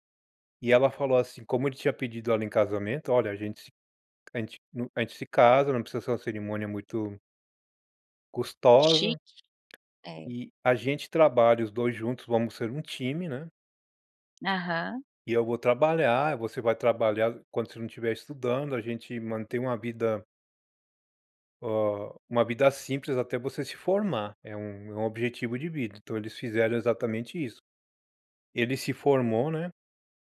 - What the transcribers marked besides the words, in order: tapping; other background noise
- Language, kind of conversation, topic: Portuguese, podcast, Que conselhos você daria a quem está procurando um bom mentor?